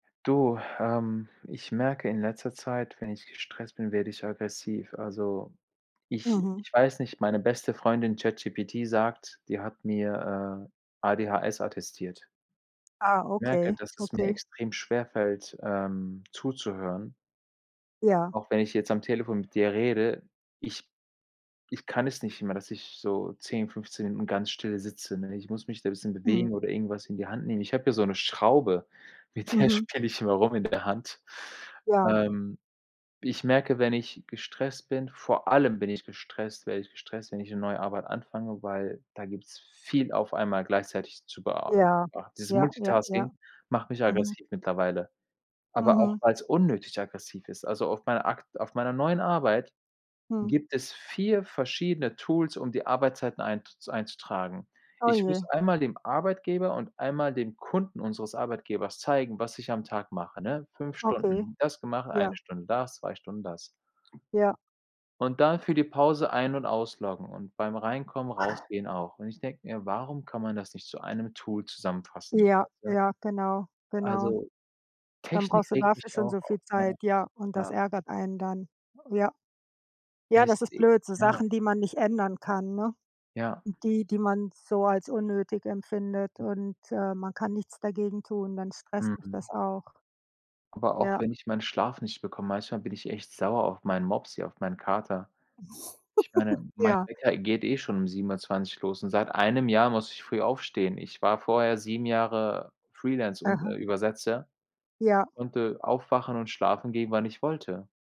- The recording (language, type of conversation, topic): German, unstructured, Was machst du, wenn du dich gestresst fühlst?
- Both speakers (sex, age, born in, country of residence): female, 55-59, Germany, United States; male, 45-49, Germany, Germany
- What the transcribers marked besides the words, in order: laughing while speaking: "der"; tapping; other background noise; snort; other noise; chuckle